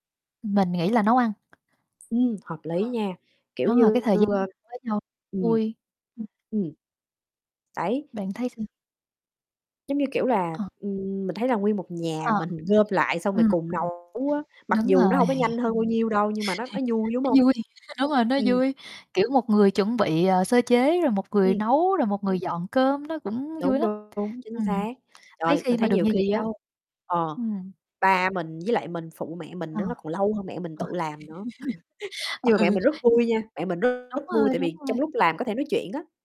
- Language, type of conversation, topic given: Vietnamese, unstructured, Bạn nghĩ gì về việc xem phim cùng gia đình vào cuối tuần?
- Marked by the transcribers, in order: tapping; distorted speech; other background noise; static; laughing while speaking: "rồi"; laugh; laugh; laughing while speaking: "Ừ"; laugh